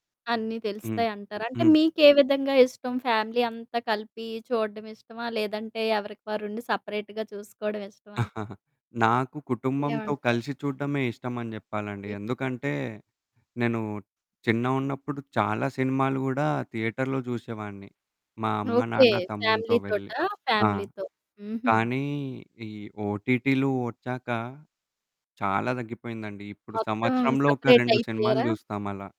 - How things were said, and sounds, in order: in English: "ఫ్యామిలీ"; in English: "సపరేట్‌గా"; chuckle; static; in English: "థియేటర్‌లో"; in English: "ఫ్యామిలీ‌తో"
- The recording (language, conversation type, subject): Telugu, podcast, స్ట్రీమింగ్ సేవల ప్రభావంతో టీవీ చూసే అలవాట్లు మీకు ఎలా మారాయి అనిపిస్తోంది?